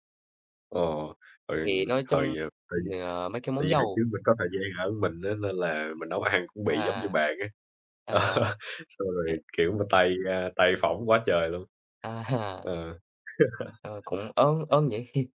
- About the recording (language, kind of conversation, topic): Vietnamese, unstructured, Món ăn nào khiến bạn nhớ về tuổi thơ nhất?
- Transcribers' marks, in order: other background noise; laughing while speaking: "ăn"; unintelligible speech; laughing while speaking: "Ờ"; laughing while speaking: "À"; laugh; tapping; chuckle